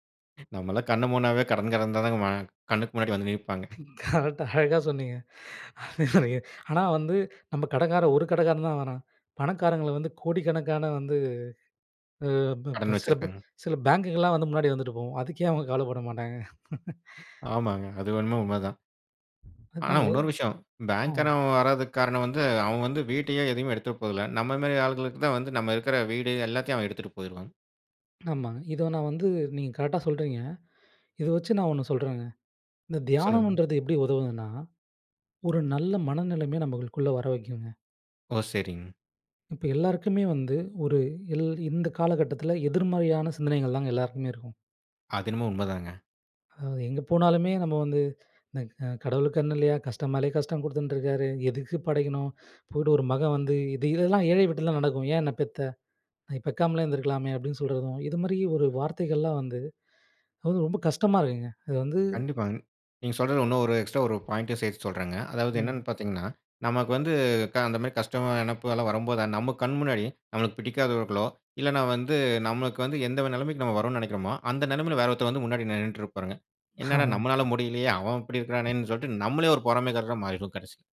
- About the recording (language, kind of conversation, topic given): Tamil, podcast, பணச்சுமை இருக்கும்போது தியானம் எப்படி உதவும்?
- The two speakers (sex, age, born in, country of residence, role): male, 25-29, India, India, guest; male, 35-39, India, India, host
- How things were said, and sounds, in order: laughing while speaking: "கரெக்ட் அழகா சொன்னீங்க"; laughing while speaking: "நம்ம கடைக்காரன் ஒரு கடைக்காரன் தான் … அவங்க கவலைப்பட மாட்டாங்க"; "கடங்காரன்" said as "கடைக்காரன்"; "கடங்காரன்" said as "கடைக்காரன்"; other background noise; inhale; angry: "ஏன் என்னை பெத்த?"; sad: "இது மாதிரி ஒரு வார்த்தைகள்லாம் வந்து அது வந்து ரொம்ப கஷ்டமா இருக்குங்க"; in English: "எக்ஸ்ட்ரா"; in English: "பாயிண்ட்"; put-on voice: "என்னடா நம்மளால முடியலயே அவன் இப்படி இருக்கறானேன்னு சொல்லி, நம்மளே ஒரு பொறாமைக்காரரா மாறிருவோம் கடைசியில"; exhale